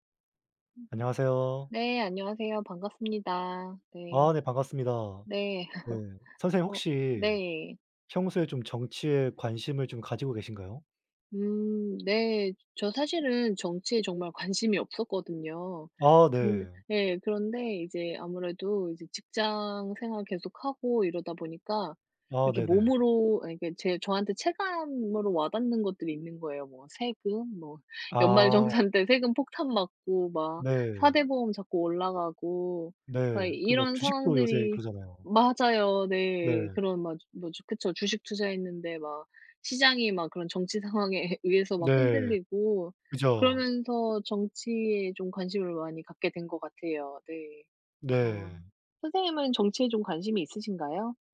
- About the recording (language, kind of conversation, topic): Korean, unstructured, 정치 이야기를 하면서 좋았던 경험이 있나요?
- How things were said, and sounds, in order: other background noise; tapping; laugh